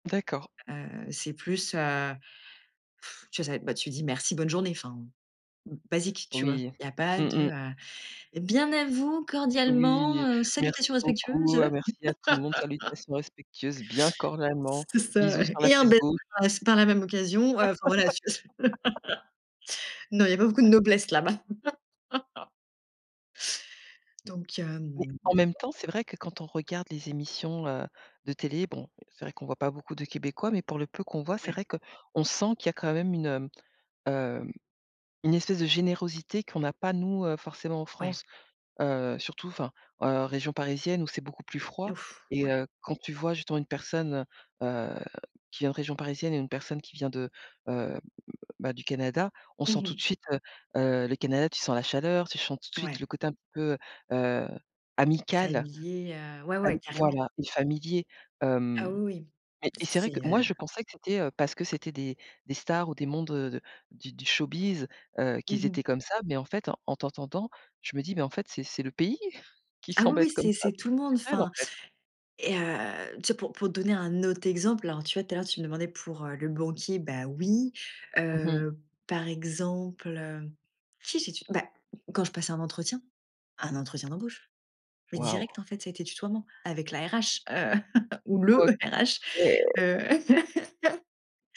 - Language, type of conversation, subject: French, podcast, Comment ajustez-vous votre ton en fonction de votre interlocuteur ?
- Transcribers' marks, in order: scoff; put-on voice: "Bien à vous, cordialement, heu, salutations respectueuses"; drawn out: "Oui"; laugh; unintelligible speech; laugh; laugh; laugh; "sens" said as "chens"; laughing while speaking: "pays"; tapping; drawn out: "OK"; chuckle; laughing while speaking: "le"; stressed: "le"; laugh